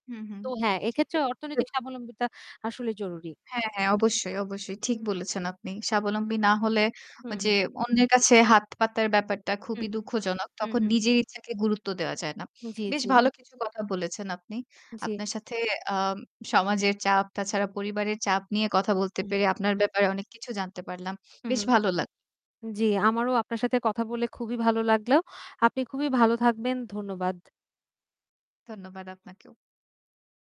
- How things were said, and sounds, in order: static; unintelligible speech; other background noise; distorted speech
- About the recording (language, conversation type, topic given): Bengali, podcast, সমাজচাপের মুখে আপনি কীভাবে নিজের পথ বেছে নেন?